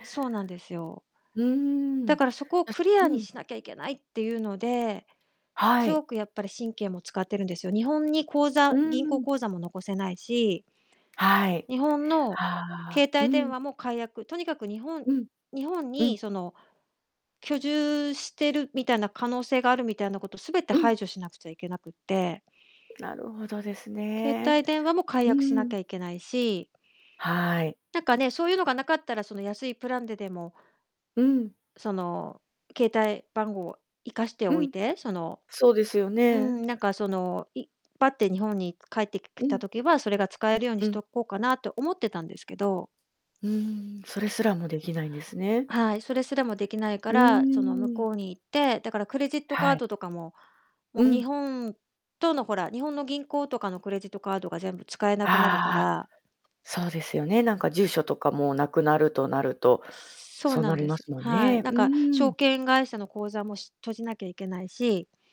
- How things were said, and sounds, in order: distorted speech; other background noise
- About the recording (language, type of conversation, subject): Japanese, advice, 転職や引っ越しをきっかけに、生活をどのように再設計すればよいですか？